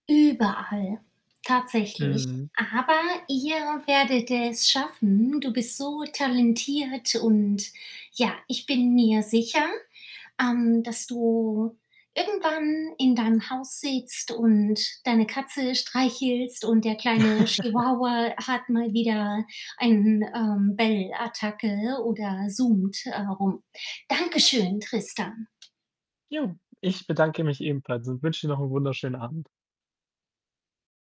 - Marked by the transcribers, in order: static; other background noise; chuckle
- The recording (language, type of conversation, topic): German, unstructured, Würdest du eher eine Katze oder einen Hund als Haustier wählen?